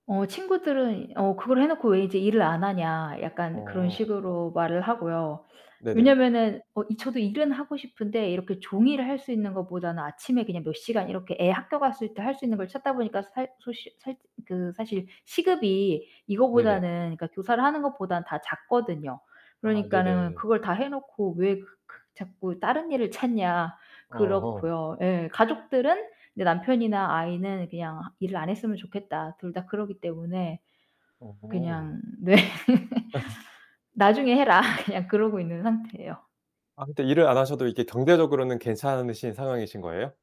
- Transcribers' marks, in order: laughing while speaking: "네"; laugh; laughing while speaking: "해라"; tapping
- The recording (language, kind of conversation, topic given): Korean, podcast, 가장 자랑스러웠던 순간은 언제였나요?